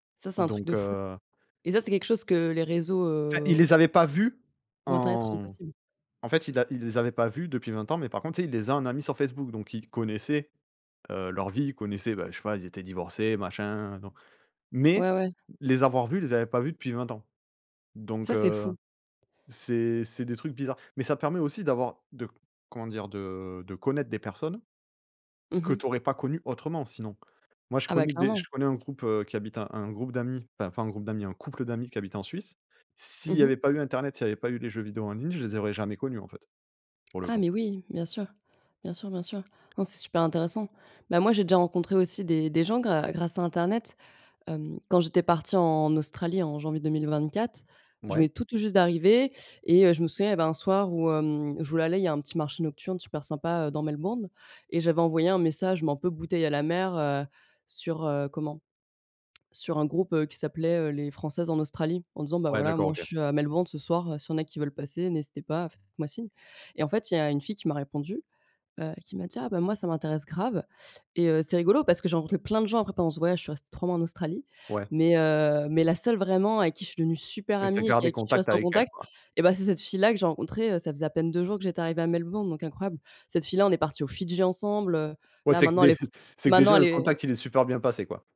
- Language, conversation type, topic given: French, unstructured, Qu’est-ce que la technologie a apporté de positif dans ta vie ?
- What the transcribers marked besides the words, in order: other background noise; tapping; chuckle